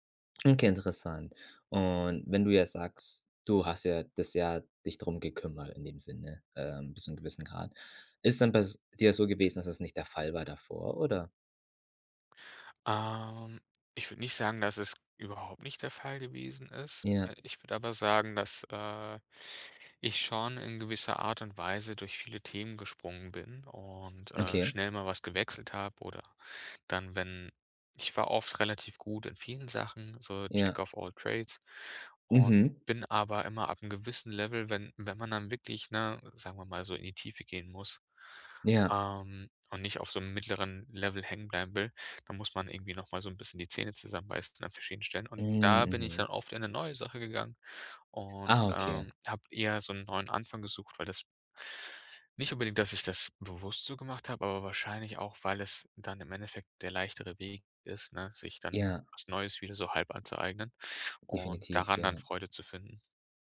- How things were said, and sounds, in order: in English: "Jack of All Trades"
- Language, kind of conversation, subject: German, podcast, Welche Gewohnheit stärkt deine innere Widerstandskraft?